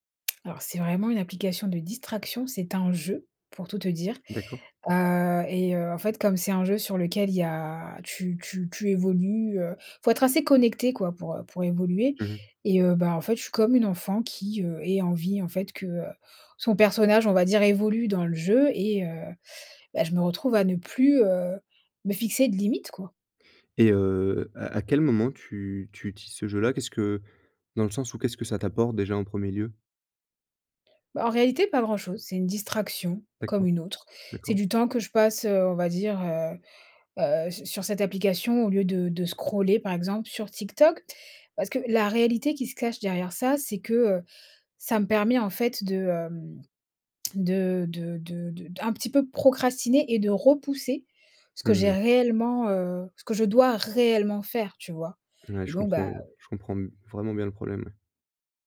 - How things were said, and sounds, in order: in English: "scroller"; stressed: "réellement"
- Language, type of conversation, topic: French, advice, Pourquoi est-ce que je dors mal après avoir utilisé mon téléphone tard le soir ?
- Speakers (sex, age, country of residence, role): female, 30-34, France, user; male, 20-24, France, advisor